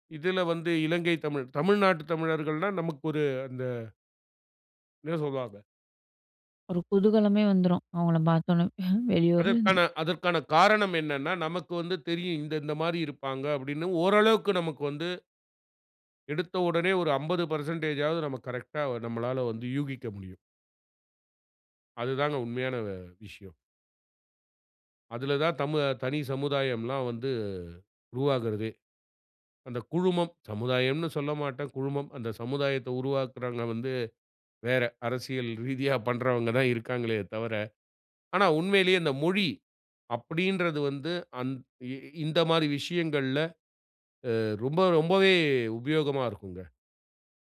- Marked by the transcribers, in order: chuckle; laughing while speaking: "அரசியல் ரீதியா"
- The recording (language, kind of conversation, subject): Tamil, podcast, மொழி உங்கள் தனிச்சமுதாயத்தை எப்படிக் கட்டமைக்கிறது?